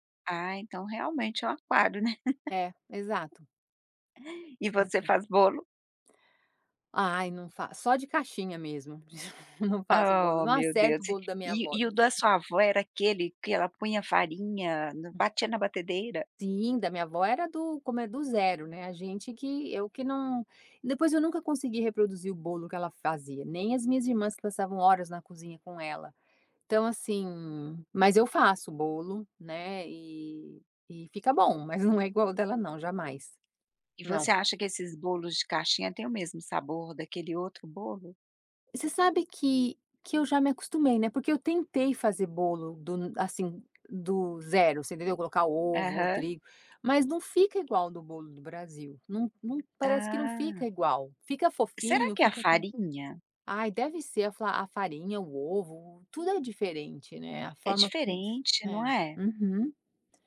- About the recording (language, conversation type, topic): Portuguese, podcast, O que deixa um lar mais aconchegante para você?
- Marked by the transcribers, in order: chuckle; chuckle; tapping; other background noise; unintelligible speech